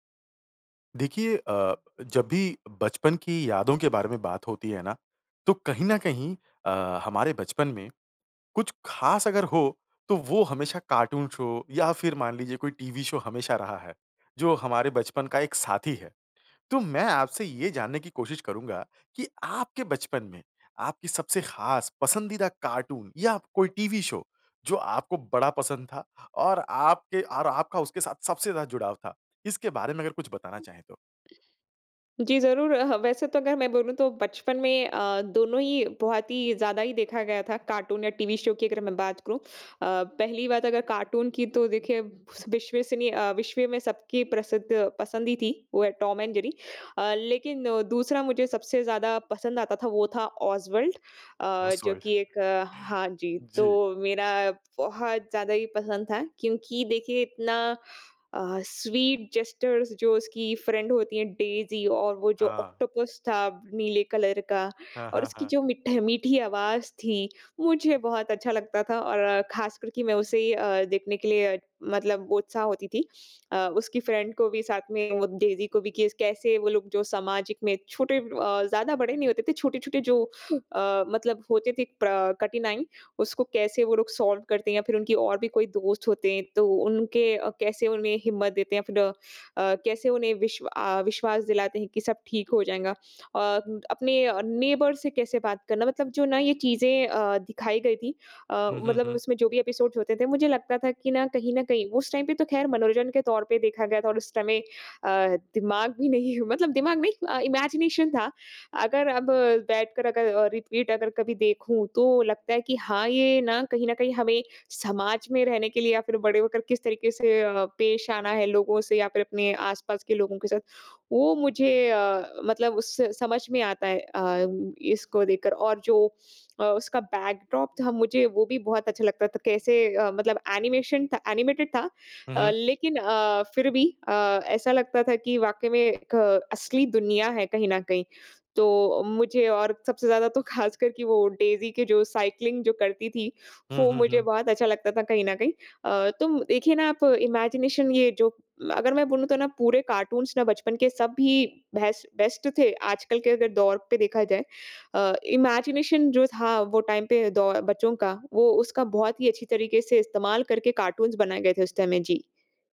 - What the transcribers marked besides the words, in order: in English: "कार्टून शो"; in English: "शो"; in English: "कार्टून"; in English: "शो"; other noise; in English: "कार्टून"; in English: "शो"; in English: "कार्टून"; tapping; in English: "स्वीट जेस्चर्स"; in English: "फ्रेंड"; in English: "कलर"; in English: "फ्रेंड"; in English: "सॉल्व"; in English: "नेबर्स"; in English: "एपिसोड्स"; in English: "टाइम"; laughing while speaking: "भी नहीं"; in English: "इमेजिनेशन"; in English: "रिपीट"; in English: "बैकड्रॉप"; in English: "एनीमेशन"; in English: "एनीमेटेड"; laughing while speaking: "ख़ासकर"; in English: "साइक्लिंग"; in English: "इमेजिनेशन"; in English: "कार्टून्स"; in English: "बेस्ट बेस्ट"; in English: "टाइम"; in English: "कार्टून्स"; in English: "टाइम"
- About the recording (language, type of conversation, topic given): Hindi, podcast, बचपन में आपको कौन-सा कार्टून या टेलीविज़न कार्यक्रम सबसे ज़्यादा पसंद था?